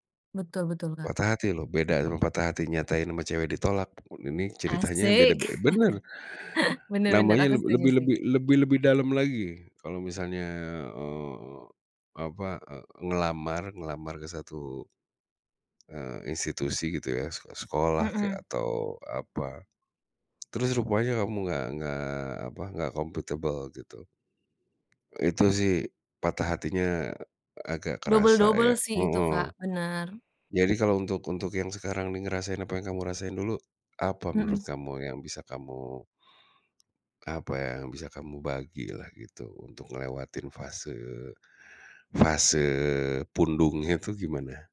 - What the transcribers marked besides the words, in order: tapping; chuckle; tongue click; other background noise
- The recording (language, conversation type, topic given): Indonesian, podcast, Pernahkah kamu mengalami kegagalan dan belajar dari pengalaman itu?